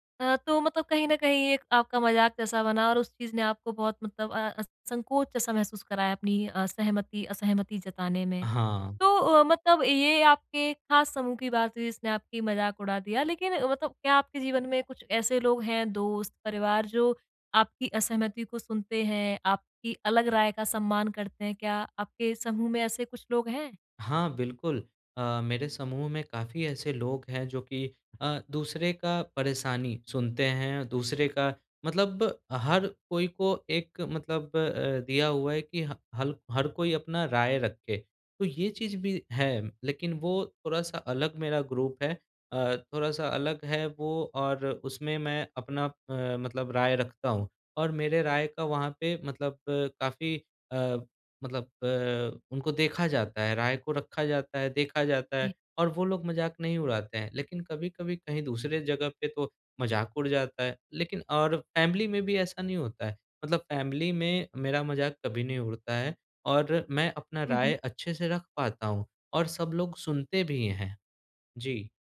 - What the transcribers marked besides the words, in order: in English: "ग्रुप"; in English: "फैमिली"; in English: "फैमिली"
- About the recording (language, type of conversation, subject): Hindi, advice, समूह में असहमति को साहसपूर्वक कैसे व्यक्त करूँ?
- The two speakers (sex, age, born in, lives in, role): female, 25-29, India, India, advisor; male, 25-29, India, India, user